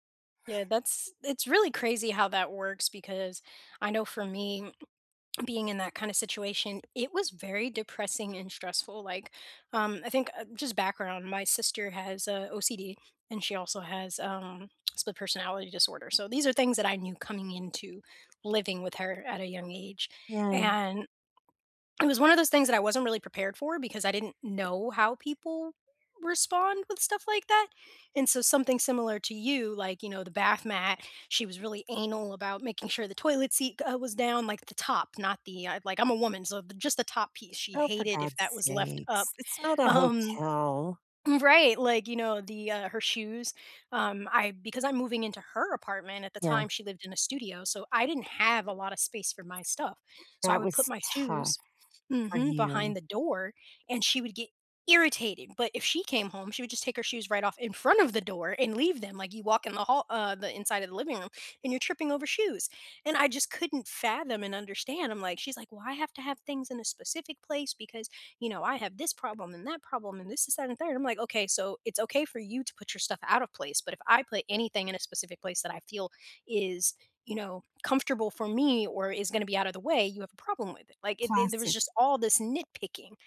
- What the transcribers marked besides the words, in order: tapping; other background noise; throat clearing; drawn out: "hotel"; stressed: "irritated"
- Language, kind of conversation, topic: English, unstructured, Why do some people try to control how others express themselves?